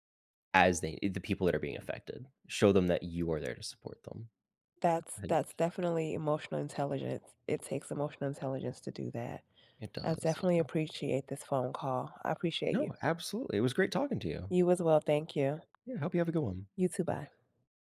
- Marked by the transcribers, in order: tapping
- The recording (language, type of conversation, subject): English, unstructured, Why do some people stay silent when they see injustice?
- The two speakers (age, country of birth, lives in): 20-24, United States, United States; 45-49, United States, United States